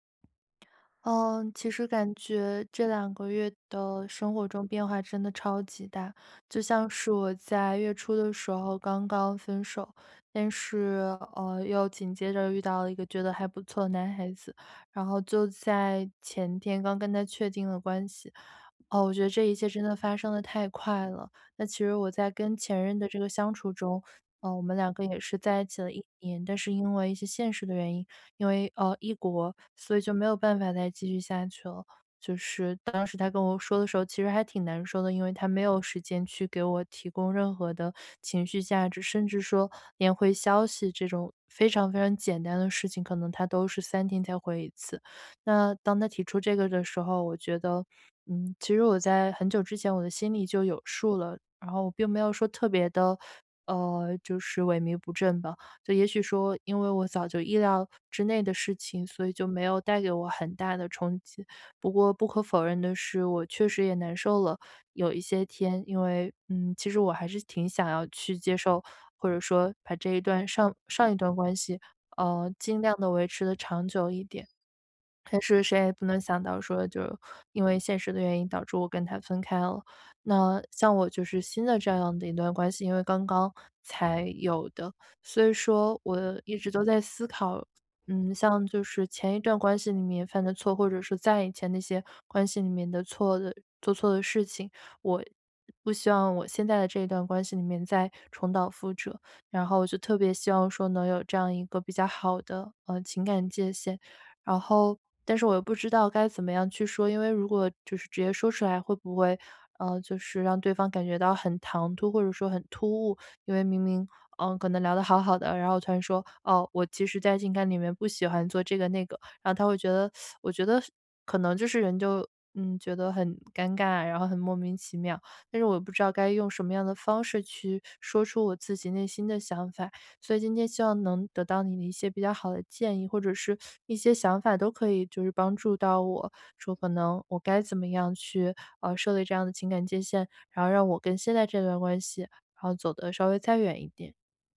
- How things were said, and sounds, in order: tsk
- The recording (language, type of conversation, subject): Chinese, advice, 我该如何在新关系中设立情感界限？